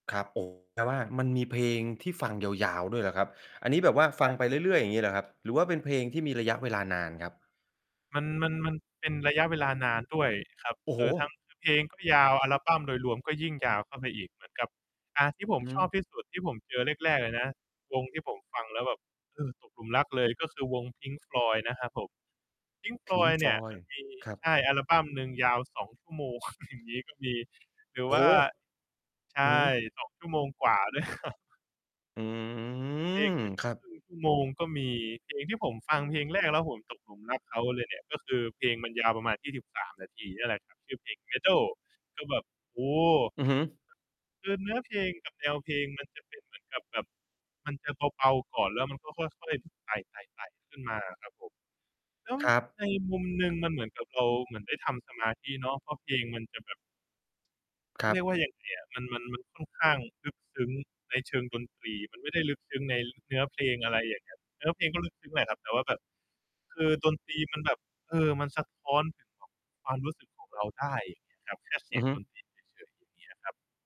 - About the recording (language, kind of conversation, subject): Thai, podcast, มีเหตุการณ์อะไรที่ทำให้คุณเริ่มชอบแนวเพลงใหม่ไหม?
- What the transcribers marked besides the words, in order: distorted speech; other background noise; chuckle; laughing while speaking: "ด้วยครับ"; drawn out: "อืม"